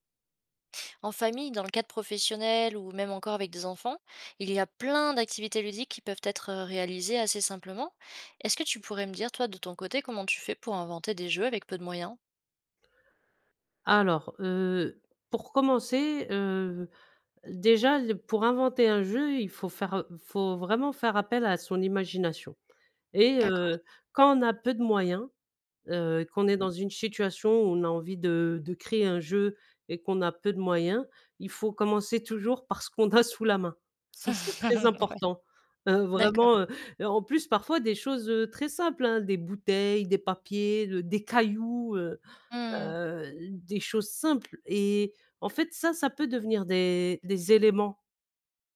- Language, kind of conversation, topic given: French, podcast, Comment fais-tu pour inventer des jeux avec peu de moyens ?
- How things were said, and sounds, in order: stressed: "plein"; other background noise; tapping; laughing while speaking: "qu'on a sous la main"; laughing while speaking: "ouais"; stressed: "cailloux"; stressed: "éléments"